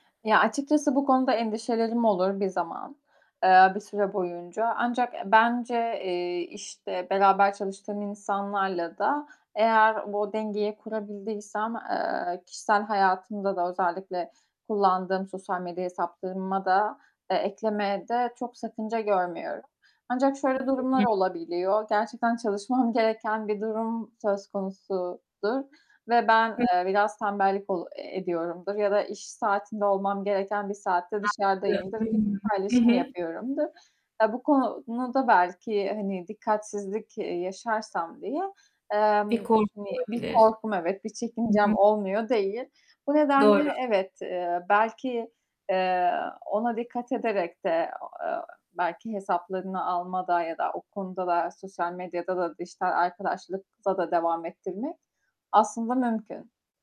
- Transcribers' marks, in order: other background noise; distorted speech; static; unintelligible speech; unintelligible speech; tapping
- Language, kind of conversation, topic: Turkish, podcast, İş ve özel hayatın için dijital sınırları nasıl belirliyorsun?